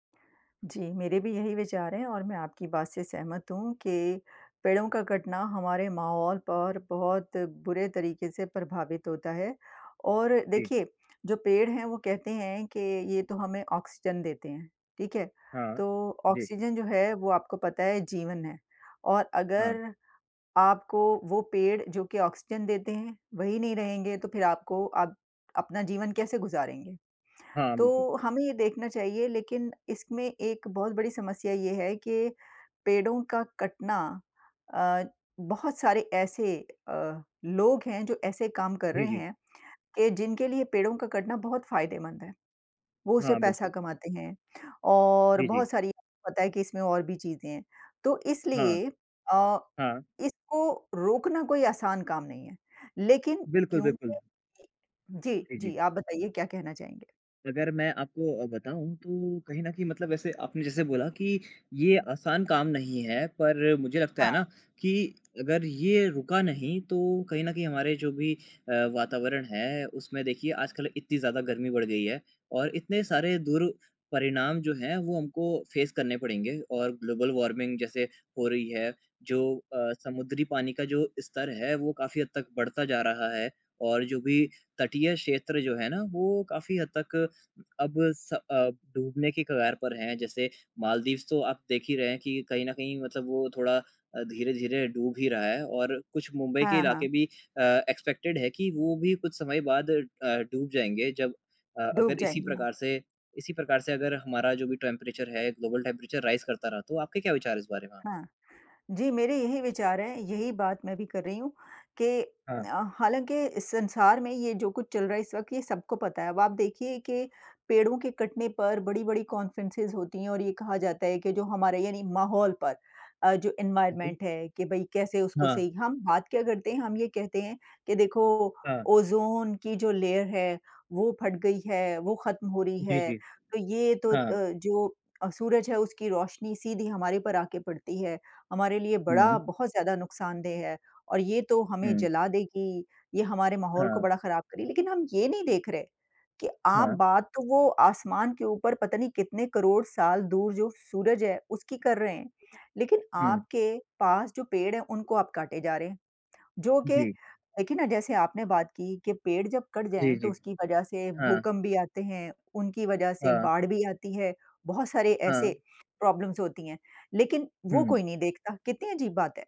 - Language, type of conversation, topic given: Hindi, unstructured, पेड़ों की कटाई से हमें क्या नुकसान होता है?
- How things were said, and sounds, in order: in English: "फ़ेस"; in English: "ग्लोबल वार्मिंग"; in English: "एक्सपेक्टेड"; in English: "टेंपरेचर"; in English: "ग्लोबल टेंपरेचर राइज़"; in English: "कॉन्फ़्रेंसिस"; in English: "एनवायरनमेंट"; in English: "लेयर"; in English: "प्रॉब्लम्स"